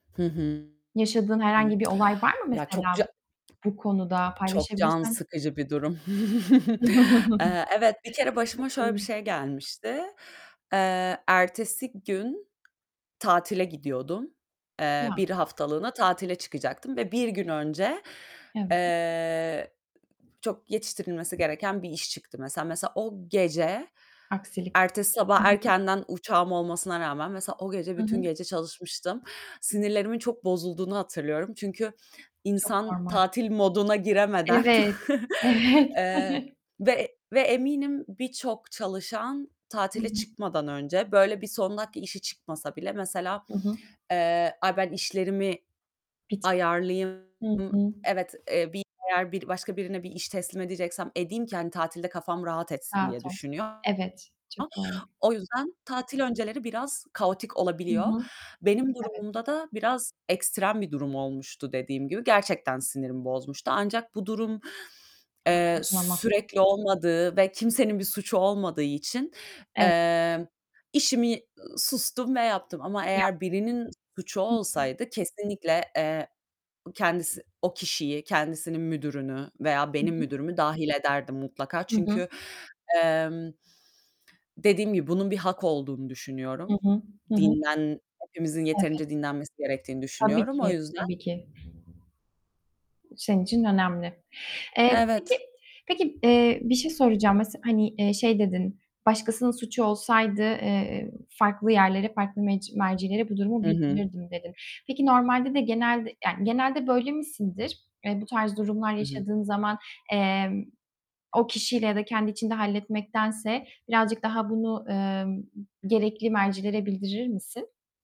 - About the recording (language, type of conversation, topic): Turkish, podcast, İş ve özel hayat dengesini nasıl sağlıyorsun?
- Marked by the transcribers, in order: distorted speech; other background noise; tapping; chuckle; chuckle; unintelligible speech; unintelligible speech; chuckle; chuckle; unintelligible speech